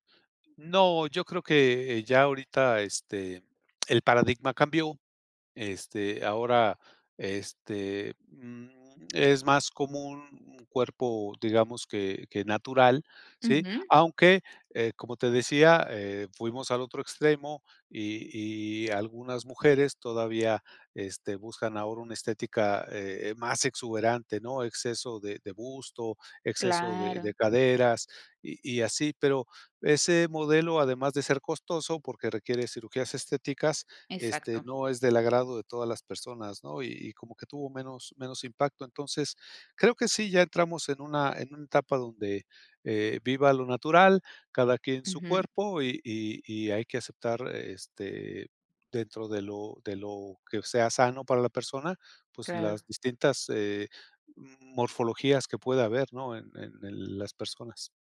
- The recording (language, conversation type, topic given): Spanish, podcast, ¿Cómo afecta la publicidad a la imagen corporal en los medios?
- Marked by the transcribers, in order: other background noise